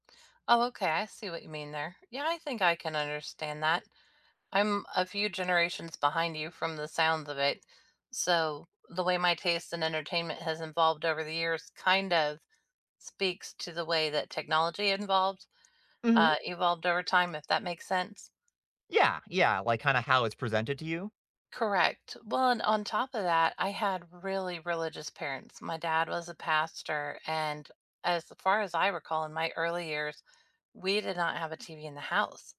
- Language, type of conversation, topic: English, unstructured, How has your taste in entertainment evolved over the years, and what experiences have shaped it?
- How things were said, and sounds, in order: none